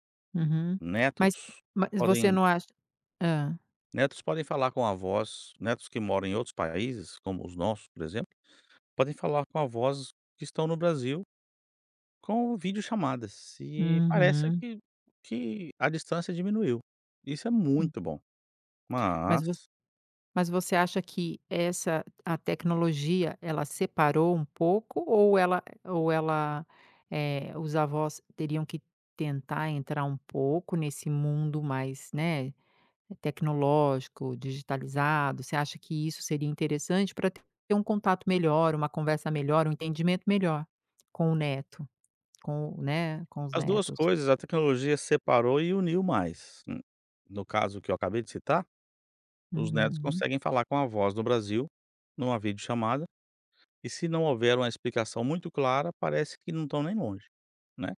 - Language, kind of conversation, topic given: Portuguese, podcast, Como a tecnologia alterou a conversa entre avós e netos?
- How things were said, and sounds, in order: tapping